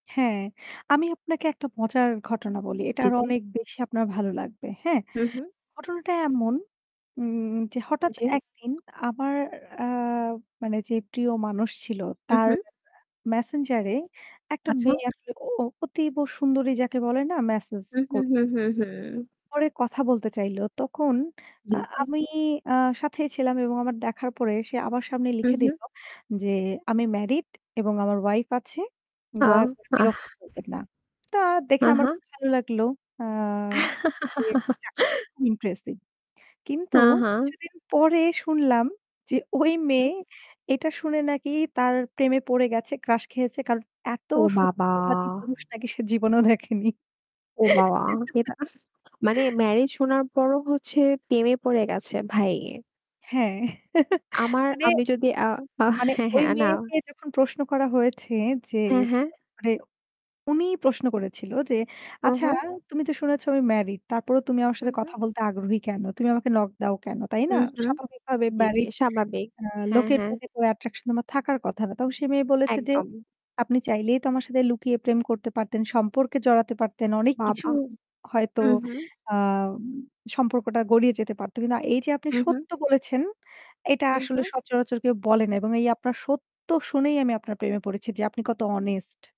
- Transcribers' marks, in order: static; other background noise; tapping; distorted speech; laugh; unintelligible speech; scoff; surprised: "ও বাবা!"; laughing while speaking: "জীবনেও দেখেনি"; other noise; "ম্যারিড" said as "ম্যারি"; giggle; "প্রেমে" said as "পেমে"; chuckle; "মানে" said as "এনে"; in English: "attraction"; "স্বাভাবিক" said as "সাবাবিক"
- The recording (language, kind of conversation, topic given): Bengali, unstructured, প্রেমে প্রিয়জনের ভুল ক্ষমা করতে কেন কষ্ট হয়?